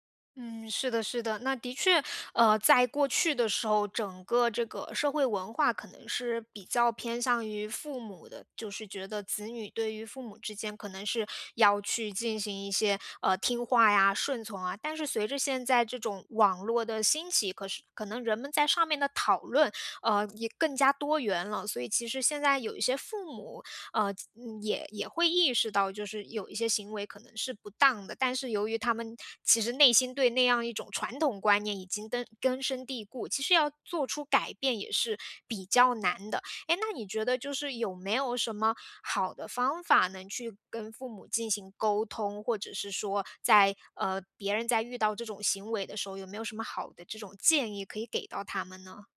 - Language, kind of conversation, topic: Chinese, podcast, 当父母越界时，你通常会怎么应对？
- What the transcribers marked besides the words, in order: other background noise